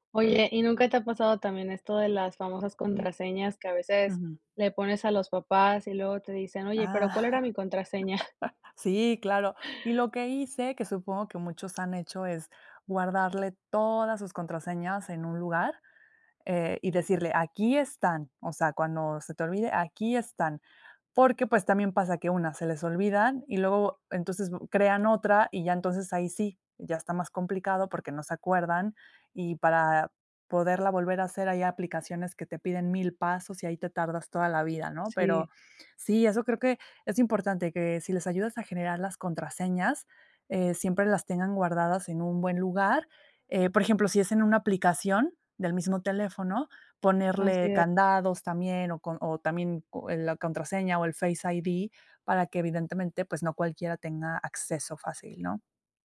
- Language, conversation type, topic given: Spanish, podcast, ¿Cómo enseñar a los mayores a usar tecnología básica?
- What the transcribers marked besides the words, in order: other background noise; laugh